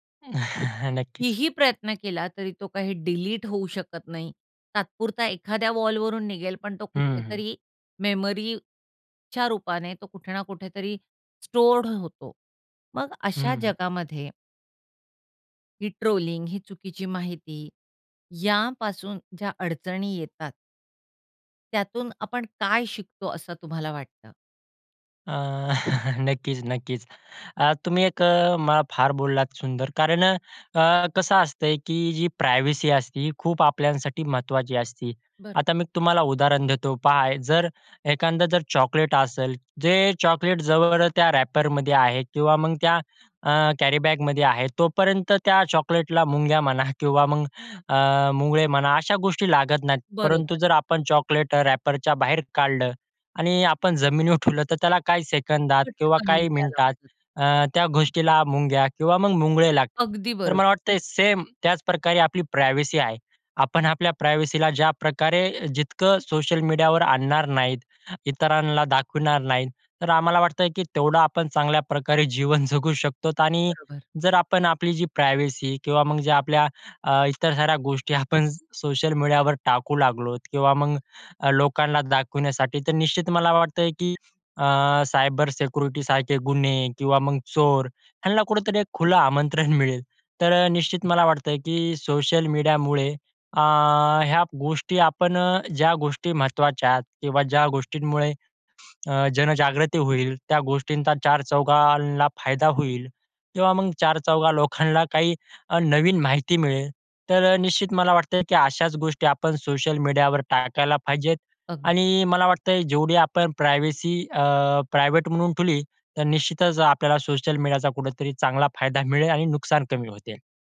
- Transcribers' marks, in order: laughing while speaking: "नक्कीच"; in English: "वॉलवरून"; in English: "मेमरीच्या"; in English: "स्टोअर्ड"; in English: "ट्रोलिंग"; chuckle; in English: "प्रायव्हसी"; "आपल्यासाठी" said as "आपल्यांसाठी"; in English: "रॅपरमध्ये"; in English: "कॅरीबॅगमध्ये"; in English: "रॅपरच्या"; other background noise; in English: "प्रायव्हसी"; in English: "प्रायव्हसीला"; in English: "प्रायव्हेसी"; in English: "प्रायव्हसी"; in English: "प्रायव्हेट"
- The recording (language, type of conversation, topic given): Marathi, podcast, सोशल मीडियाने तुमच्या दैनंदिन आयुष्यात कोणते बदल घडवले आहेत?